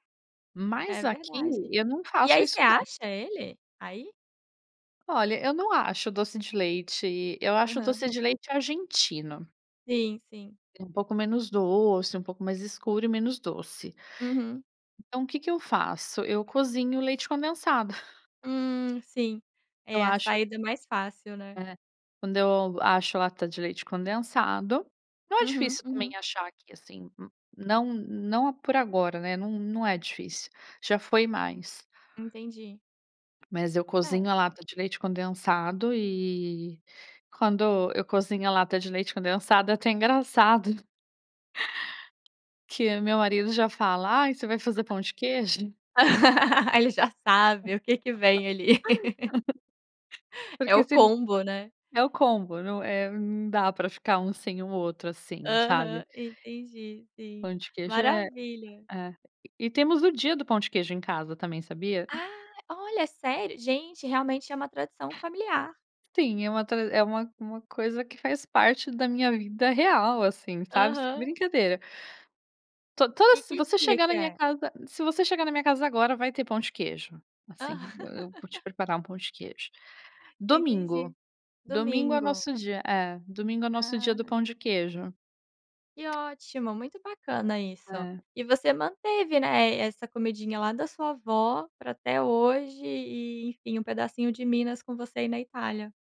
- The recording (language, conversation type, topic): Portuguese, podcast, Que comidas da infância ainda fazem parte da sua vida?
- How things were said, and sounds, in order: tapping; laugh; laugh; other background noise; laughing while speaking: "Aham"